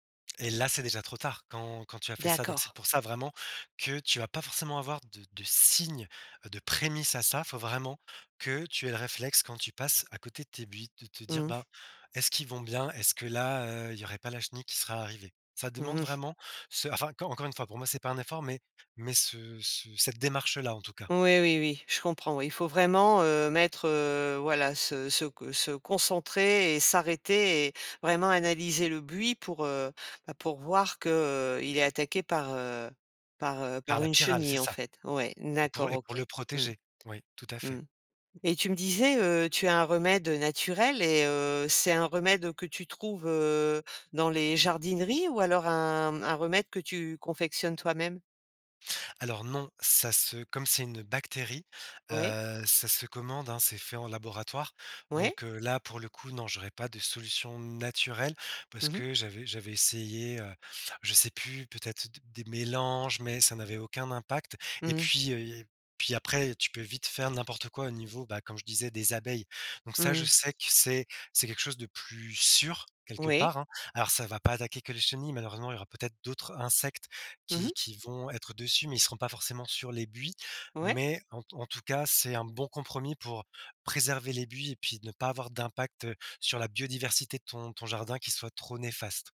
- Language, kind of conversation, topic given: French, podcast, Comment un jardin t’a-t-il appris à prendre soin des autres et de toi-même ?
- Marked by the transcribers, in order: stressed: "naturelle"; stressed: "sûr"